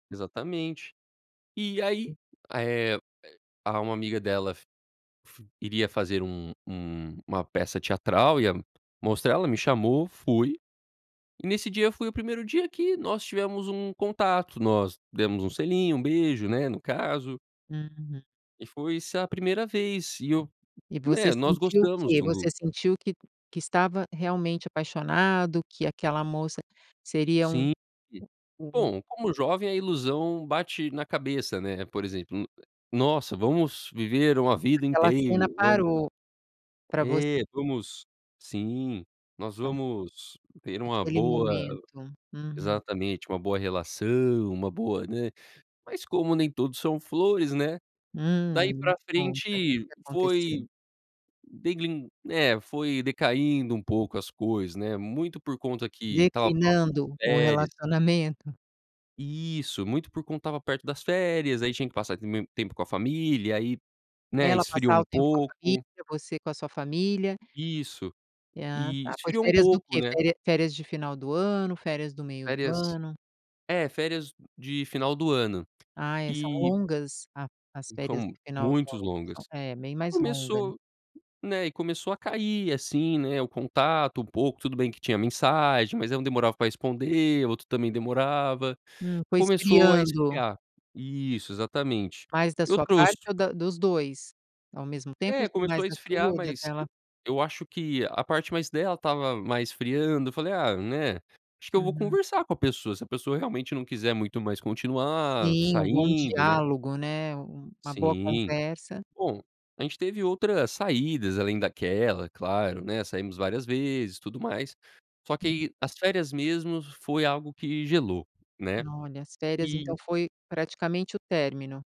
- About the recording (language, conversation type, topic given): Portuguese, podcast, Como foi a primeira vez que você se apaixonou?
- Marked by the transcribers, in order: tapping; other background noise; other noise